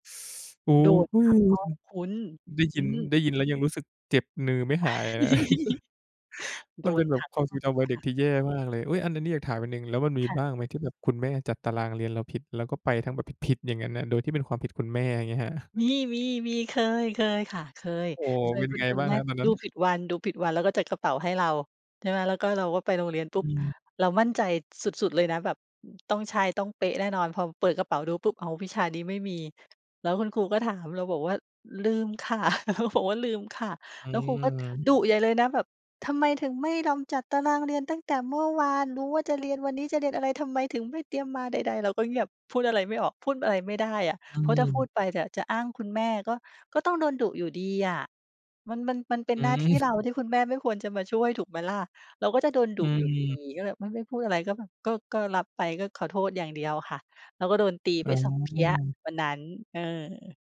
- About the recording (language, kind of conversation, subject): Thai, podcast, คุณมีวิธีเตรียมของสำหรับวันพรุ่งนี้ก่อนนอนยังไงบ้าง?
- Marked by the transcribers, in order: giggle; chuckle; chuckle; laughing while speaking: "บอกว่า"